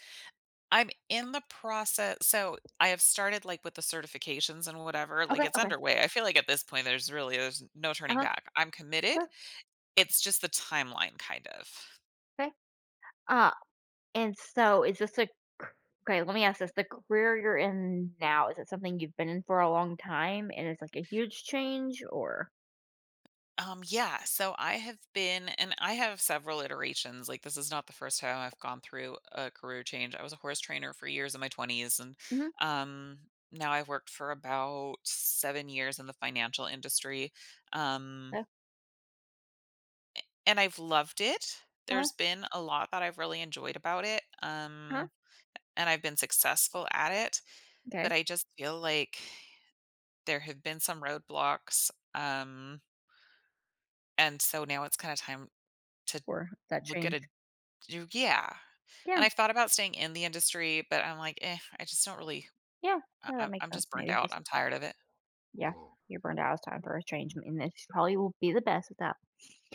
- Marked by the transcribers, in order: tapping; other background noise; sigh
- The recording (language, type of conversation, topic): English, advice, How should I prepare for a major life change?